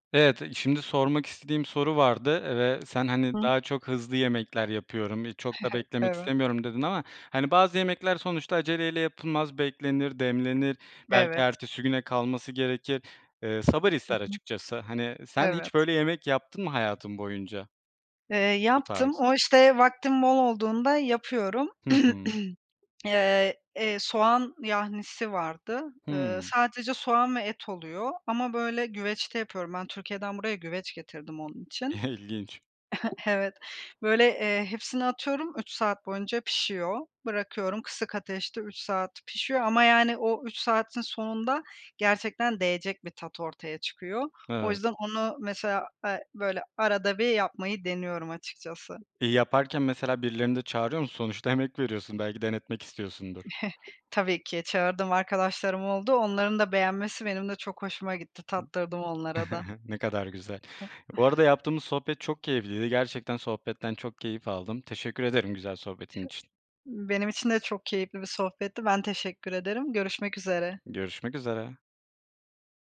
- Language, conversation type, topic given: Turkish, podcast, Hangi yemekler seni en çok kendin gibi hissettiriyor?
- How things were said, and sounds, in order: chuckle; other background noise; throat clearing; tapping; laughing while speaking: "İlginç"; chuckle; chuckle; chuckle; chuckle; hiccup